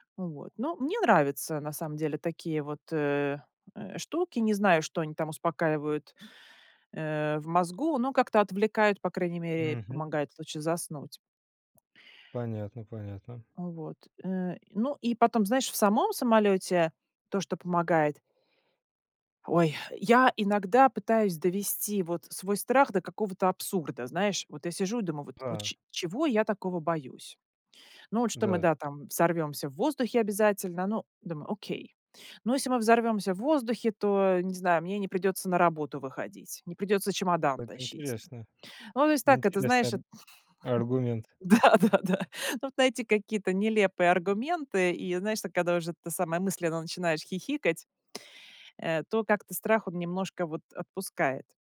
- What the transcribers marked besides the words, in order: chuckle; laughing while speaking: "Да, да, да"
- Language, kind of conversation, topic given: Russian, podcast, Как ты работаешь со своими страхами, чтобы их преодолеть?